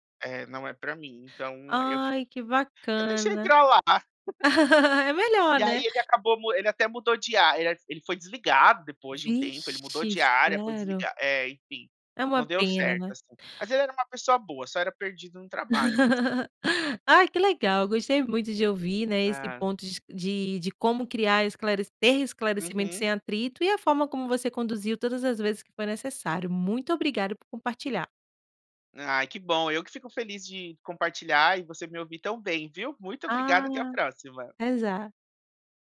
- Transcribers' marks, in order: laugh; other noise; other background noise; laugh; tapping
- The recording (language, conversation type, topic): Portuguese, podcast, Como pedir esclarecimentos sem criar atrito?